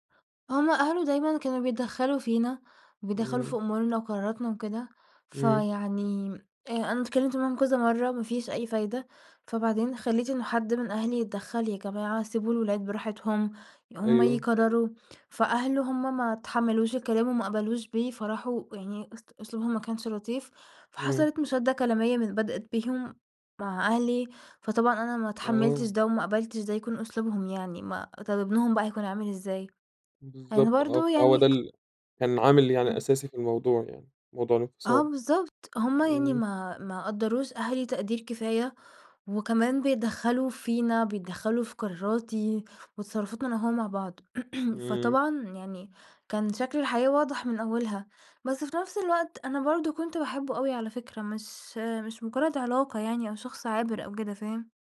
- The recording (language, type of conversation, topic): Arabic, advice, إزاي أتعامل لما أشوف شريكي السابق مع حد جديد؟
- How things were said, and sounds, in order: tapping; throat clearing